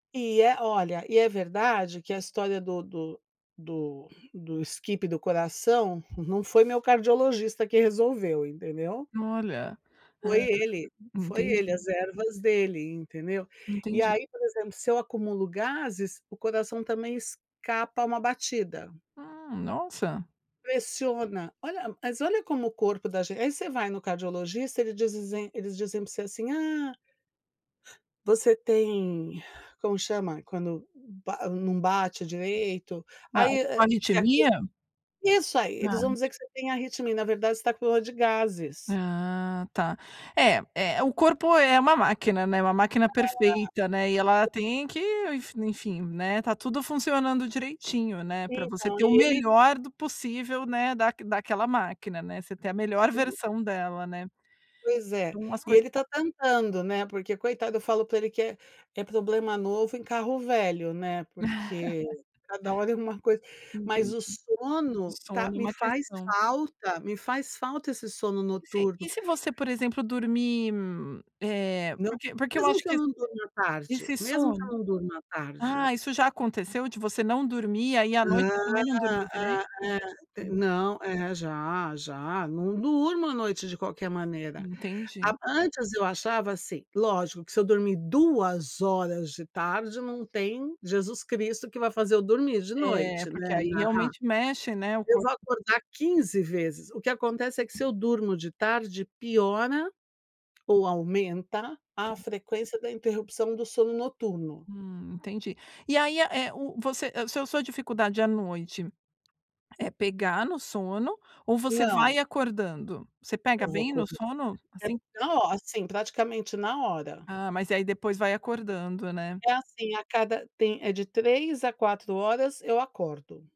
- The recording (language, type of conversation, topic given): Portuguese, advice, Como os seus cochilos longos à tarde estão atrapalhando o seu sono noturno?
- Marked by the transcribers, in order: in English: "skip"; other background noise; tapping; laugh